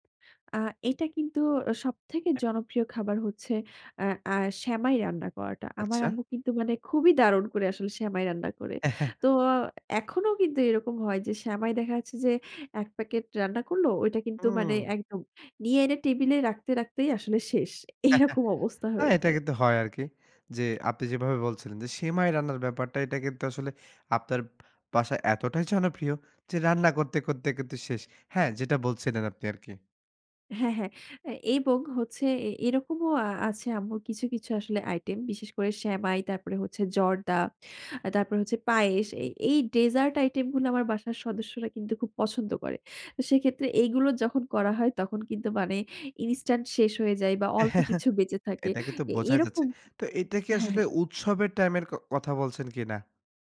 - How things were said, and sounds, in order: other background noise; chuckle; laughing while speaking: "এরকম অবস্থা হয়ে যায়"; chuckle; tapping; chuckle
- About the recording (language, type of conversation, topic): Bengali, podcast, শৈশবের স্মৃতির কোন খাবার আপনাকে শান্তি দেয়?